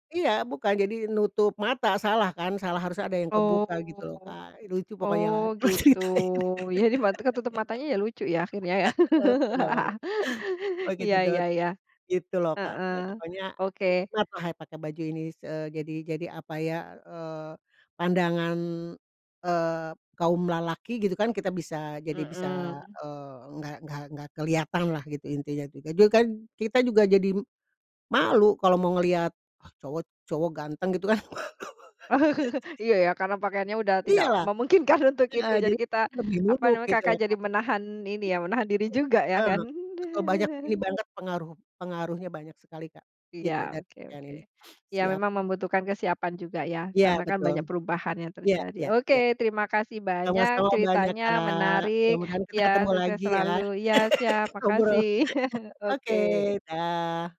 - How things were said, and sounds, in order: laughing while speaking: "kalo ceritain"; laugh; laugh; laughing while speaking: "Oh"; laugh; laughing while speaking: "memungkinkan"; chuckle; sniff; laugh; chuckle
- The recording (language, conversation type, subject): Indonesian, podcast, Apa cerita di balik penampilan favoritmu?
- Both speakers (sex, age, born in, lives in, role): female, 45-49, Indonesia, Indonesia, host; female, 60-64, Indonesia, Indonesia, guest